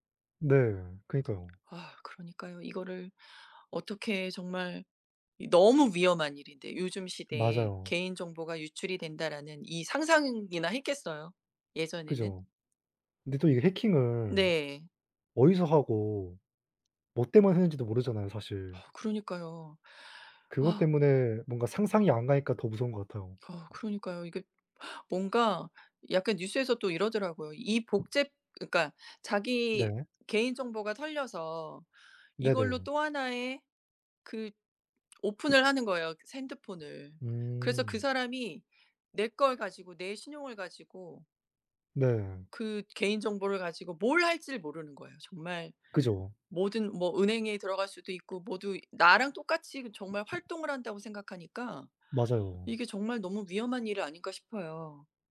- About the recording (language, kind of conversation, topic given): Korean, unstructured, 기술 발전으로 개인정보가 위험해질까요?
- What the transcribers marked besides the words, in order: other background noise; gasp